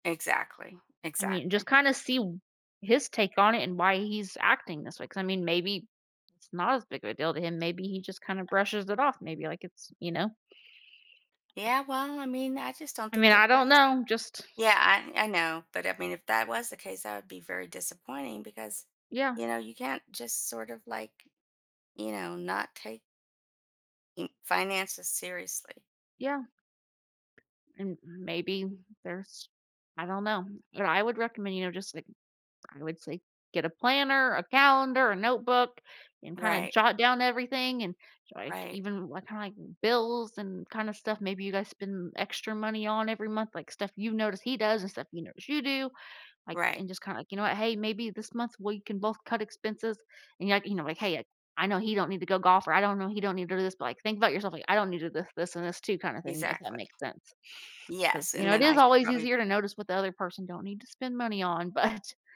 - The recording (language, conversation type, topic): English, advice, How do I set healthier boundaries?
- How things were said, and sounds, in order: other background noise; tapping; laughing while speaking: "but"